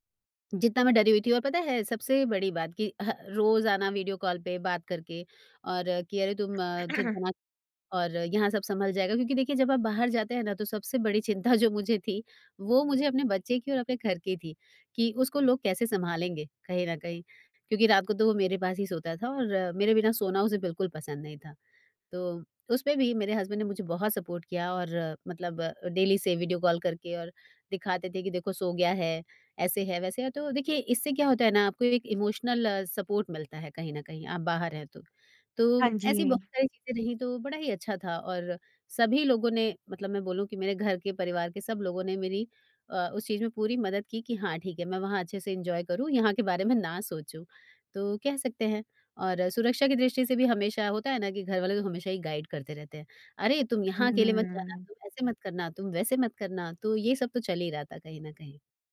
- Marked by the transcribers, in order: throat clearing; in English: "हस्बैंड"; in English: "सपोर्ट"; in English: "डेली"; in English: "इमोशनल सपोर्ट"; in English: "एन्जॉय"; in English: "गाइड"
- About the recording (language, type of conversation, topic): Hindi, podcast, किसने आपको विदेश में सबसे सुरक्षित महसूस कराया?